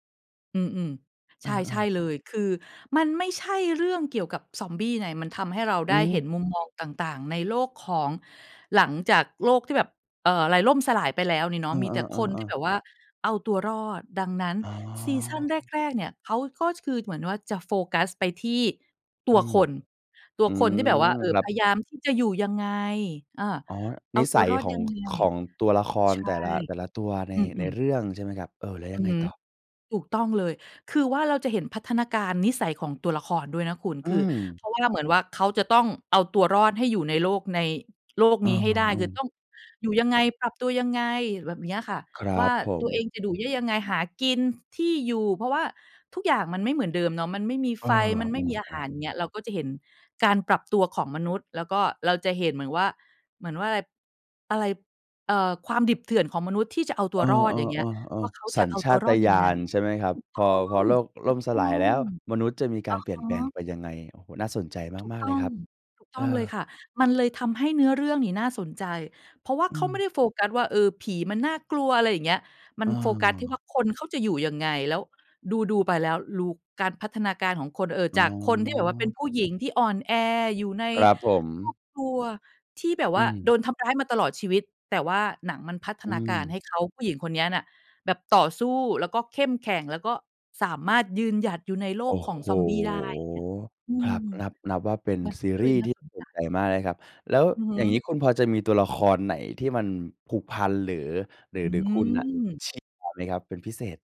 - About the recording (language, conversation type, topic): Thai, podcast, ซีรีส์เรื่องไหนทำให้คุณติดงอมแงมจนวางไม่ลง?
- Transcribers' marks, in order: "อยู่" said as "ดู่"; unintelligible speech